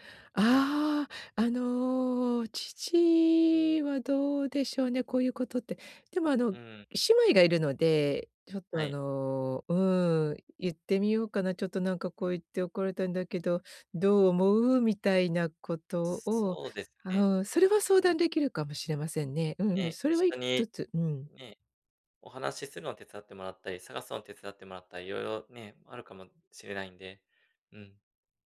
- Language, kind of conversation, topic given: Japanese, advice, ミスを認めて関係を修復するためには、どのような手順で信頼を回復すればよいですか？
- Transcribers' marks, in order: other background noise